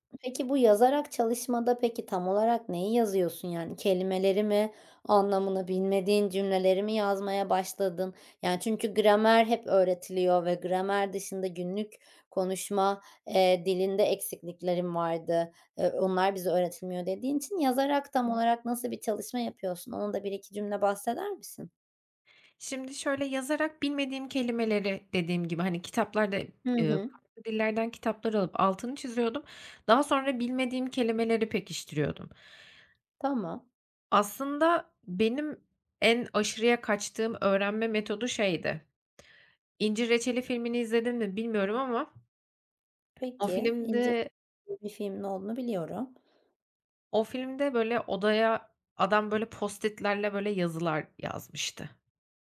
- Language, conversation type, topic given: Turkish, podcast, Kendi kendine öğrenmeyi nasıl öğrendin, ipuçların neler?
- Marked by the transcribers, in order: other noise; other background noise; tapping; unintelligible speech